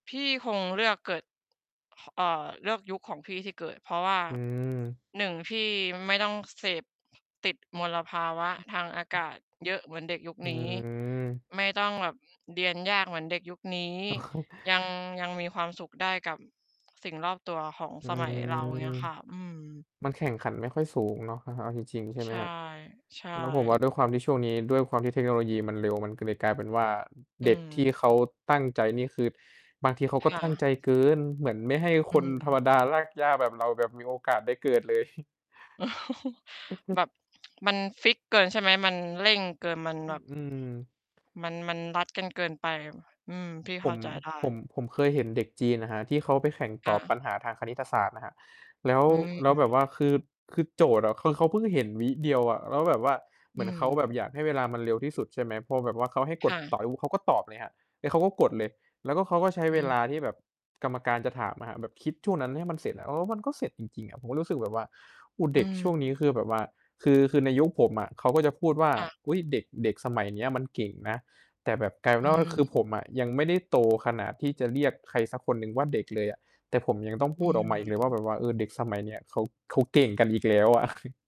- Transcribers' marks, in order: tapping; distorted speech; laughing while speaking: "อ๋อ"; other background noise; stressed: "เกิน"; chuckle; tsk; unintelligible speech; mechanical hum; chuckle
- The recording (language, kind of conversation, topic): Thai, unstructured, เคยมีเพลงไหนที่ทำให้คุณนึกถึงวัยเด็กบ้างไหม?